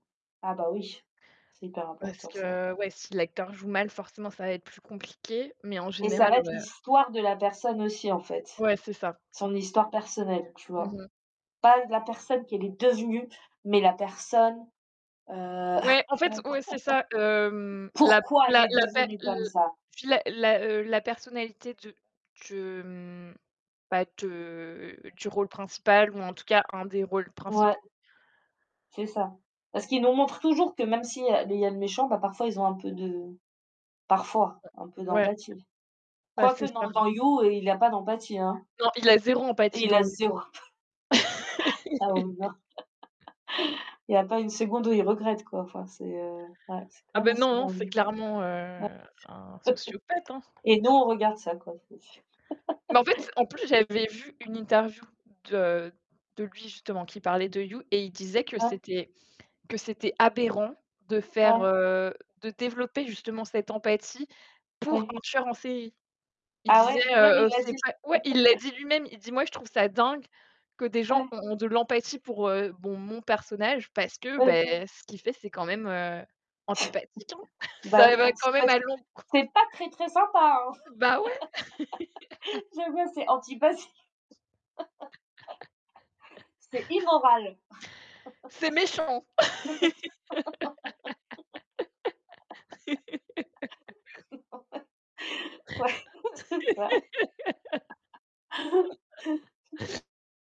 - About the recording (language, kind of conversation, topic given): French, unstructured, Quel film vous a fait ressentir le plus d’empathie pour des personnages en difficulté ?
- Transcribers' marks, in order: static; distorted speech; stressed: "devenue"; laugh; stressed: "pourquoi"; other noise; stressed: "parfois"; laughing while speaking: "emp"; laugh; tapping; unintelligible speech; laugh; laugh; laugh; chuckle; laughing while speaking: "l'encon"; laugh; laugh; laugh; laugh; laughing while speaking: "Ouais, c'est ça. C'est ça"; laugh; laugh